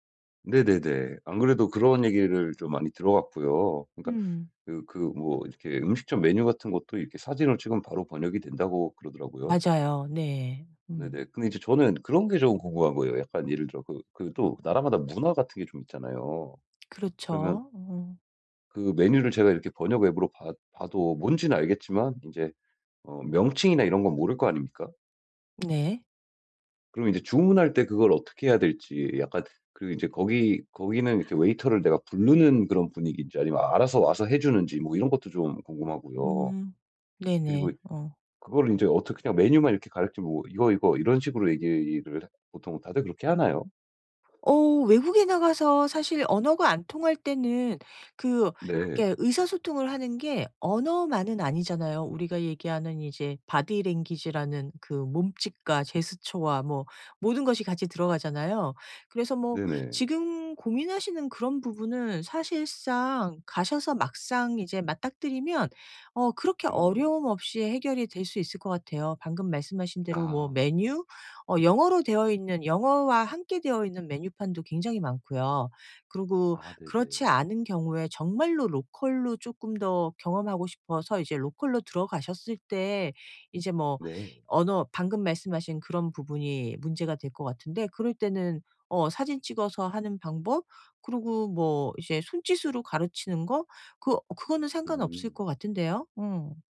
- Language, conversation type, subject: Korean, advice, 여행 중 언어 장벽을 어떻게 극복해 더 잘 의사소통할 수 있을까요?
- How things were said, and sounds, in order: other background noise